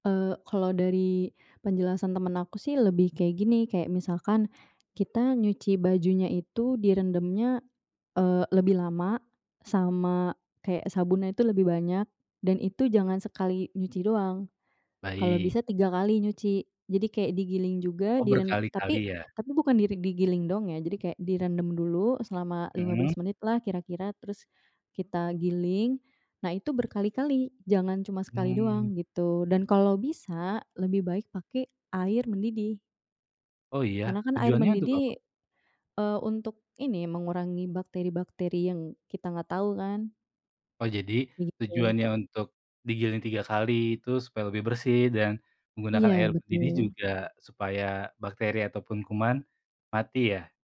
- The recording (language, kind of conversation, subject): Indonesian, podcast, Bagaimana cara menemukan gaya yang paling cocok untuk diri Anda?
- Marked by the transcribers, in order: none